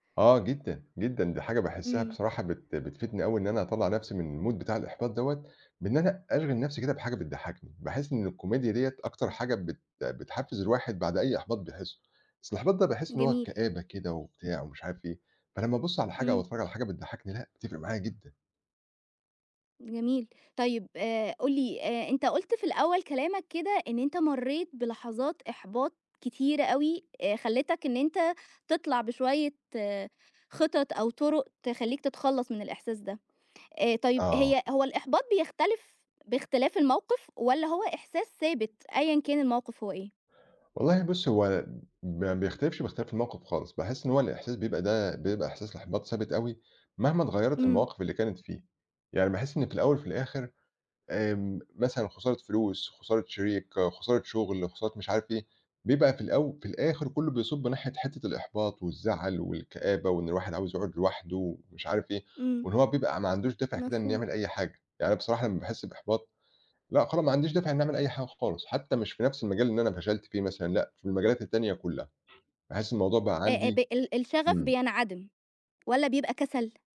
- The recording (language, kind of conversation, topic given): Arabic, podcast, إيه اللي بيحفّزك تكمّل لما تحس بالإحباط؟
- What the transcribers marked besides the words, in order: in English: "الMood"; tapping